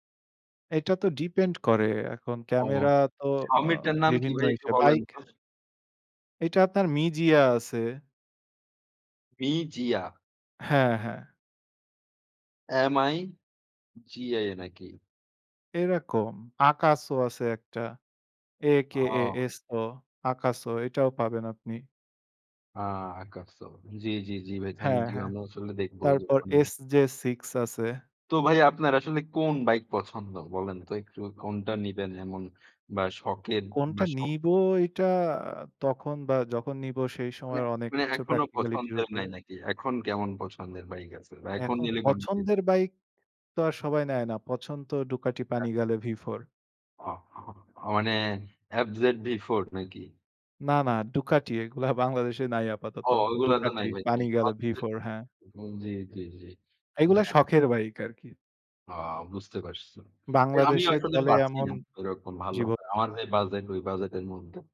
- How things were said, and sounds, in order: in English: "প্র্যাকটিক্যালিটি"; unintelligible speech; unintelligible speech
- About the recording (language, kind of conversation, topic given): Bengali, unstructured, স্বপ্ন পূরণের জন্য টাকা জমানোর অভিজ্ঞতা আপনার কেমন ছিল?